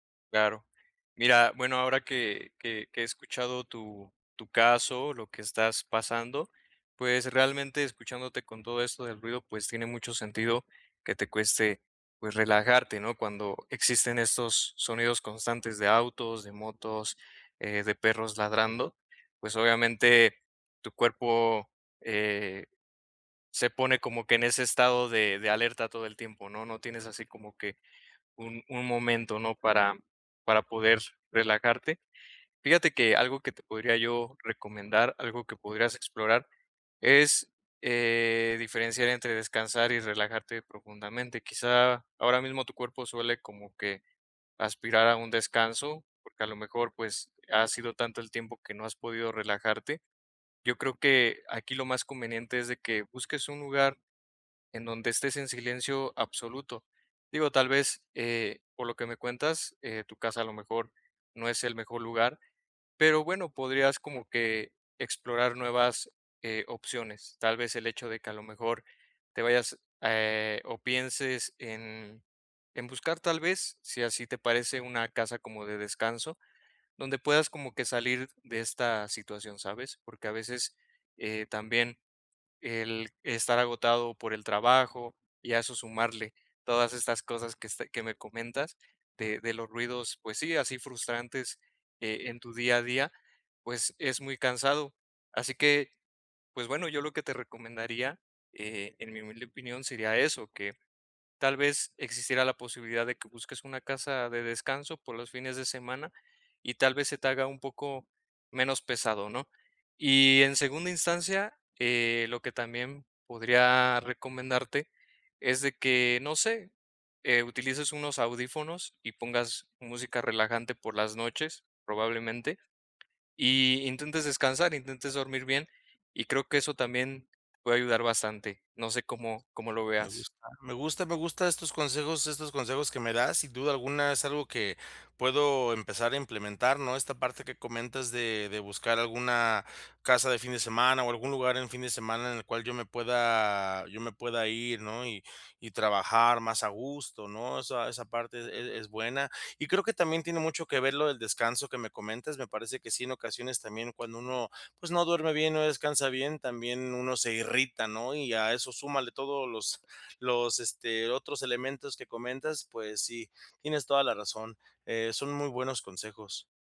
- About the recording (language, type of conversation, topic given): Spanish, advice, ¿Por qué no puedo relajarme cuando estoy en casa?
- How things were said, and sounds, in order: other background noise; tapping